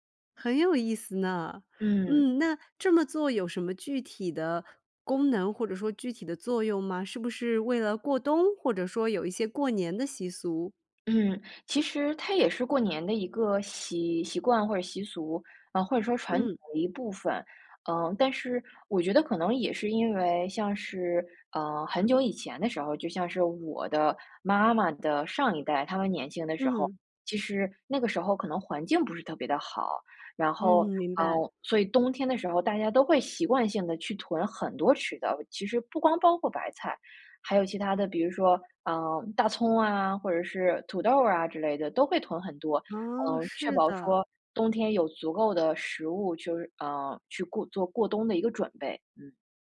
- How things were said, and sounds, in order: none
- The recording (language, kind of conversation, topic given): Chinese, podcast, 离开家乡后，你是如何保留或调整原本的习俗的？